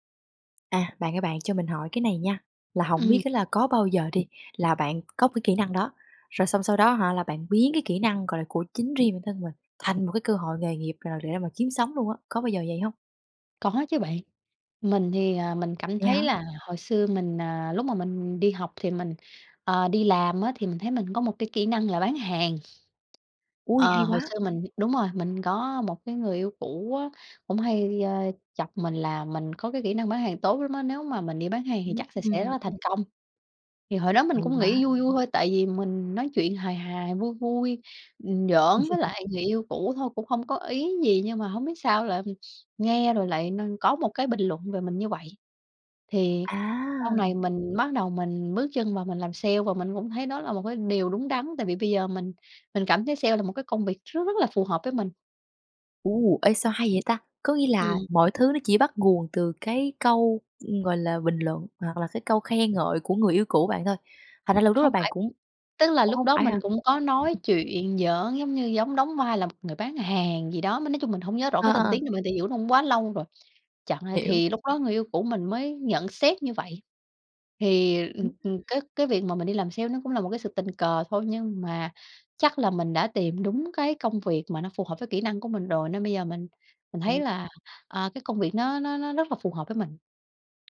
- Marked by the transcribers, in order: tapping; background speech; other background noise; laugh
- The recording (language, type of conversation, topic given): Vietnamese, podcast, Bạn biến kỹ năng thành cơ hội nghề nghiệp thế nào?